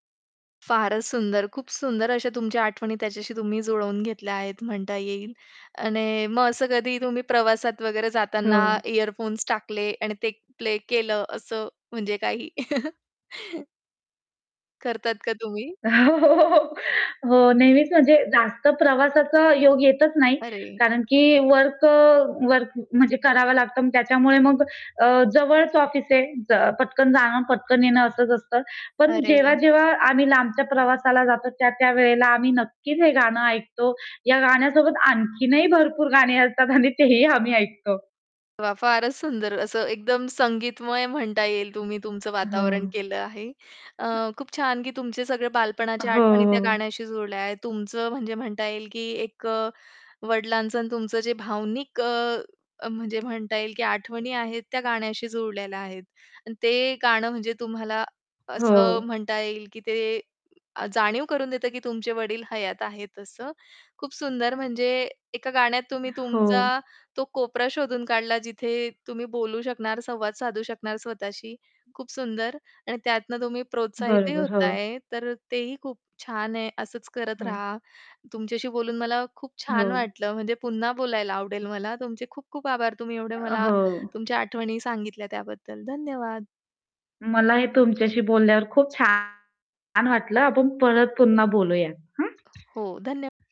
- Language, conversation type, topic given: Marathi, podcast, तुझ्या आठवणीतलं पहिलं गाणं कोणतं आहे, सांगशील का?
- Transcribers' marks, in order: static; other background noise; chuckle; laughing while speaking: "हो, हो, हो, हो"; laughing while speaking: "आणि तेही आम्ही ऐकतो"; distorted speech; tapping